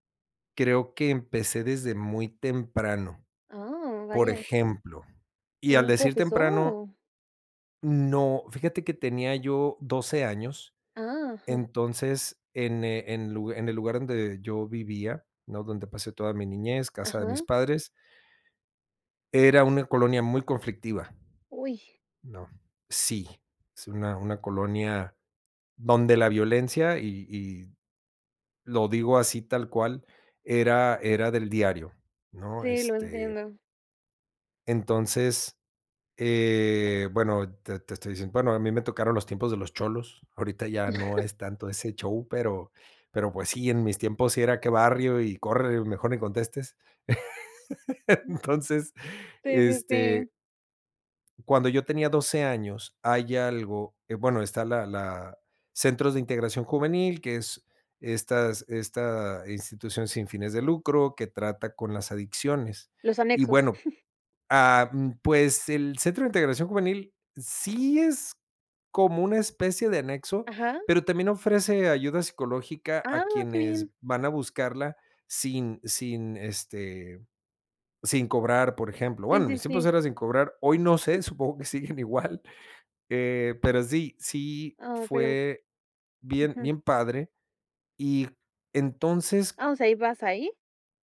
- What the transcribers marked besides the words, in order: chuckle; laugh; chuckle; chuckle; laughing while speaking: "supongo que siguen igual"
- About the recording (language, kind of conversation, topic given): Spanish, podcast, ¿Qué esperas de un buen mentor?